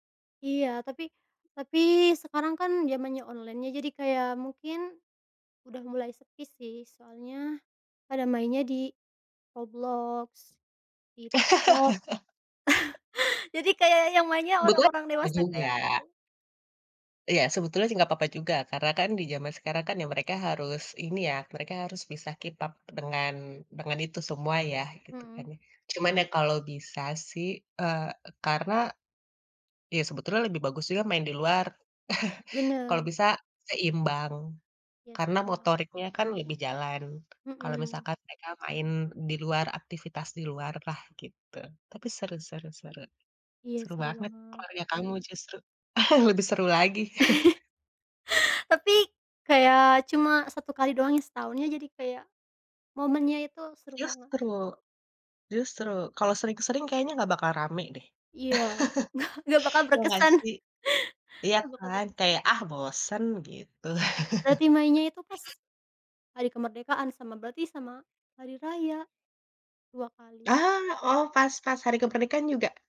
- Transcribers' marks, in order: other background noise; laugh; in English: "keep up"; laugh; laugh; chuckle; laughing while speaking: "enggak"; laugh; laugh; background speech
- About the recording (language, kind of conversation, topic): Indonesian, unstructured, Bagaimana perayaan hari besar memengaruhi hubungan keluarga?